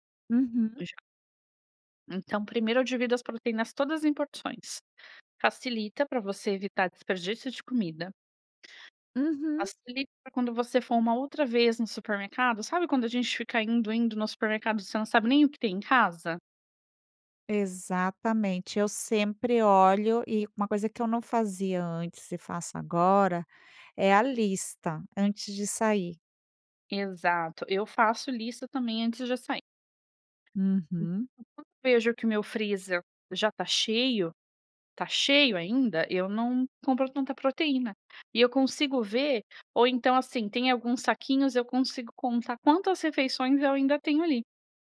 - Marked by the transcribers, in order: tapping; other background noise
- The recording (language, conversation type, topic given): Portuguese, podcast, Como reduzir o desperdício de comida no dia a dia?